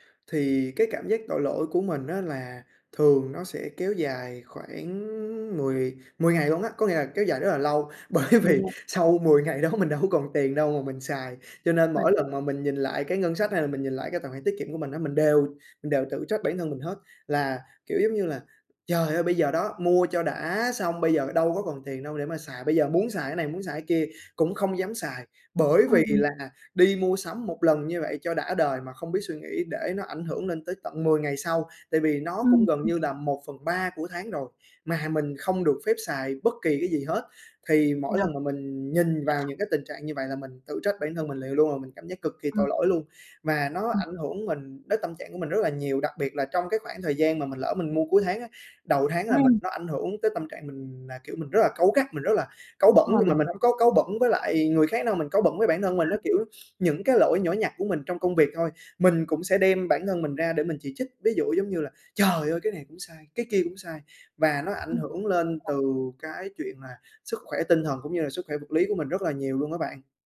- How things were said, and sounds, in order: laughing while speaking: "bởi vì"; other noise; sniff
- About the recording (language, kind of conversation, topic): Vietnamese, advice, Bạn có thường cảm thấy tội lỗi sau mỗi lần mua một món đồ đắt tiền không?